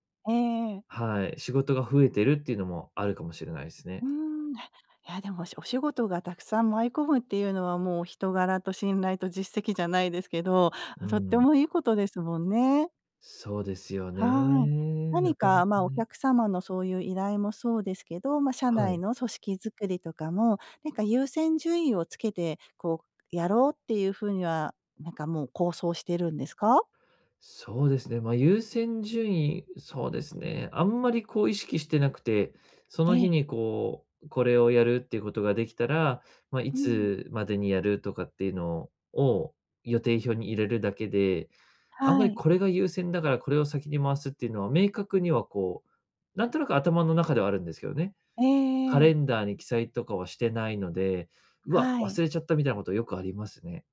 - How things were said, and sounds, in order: none
- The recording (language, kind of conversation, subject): Japanese, advice, 仕事量が多すぎるとき、どうやって適切な境界線を設定すればよいですか？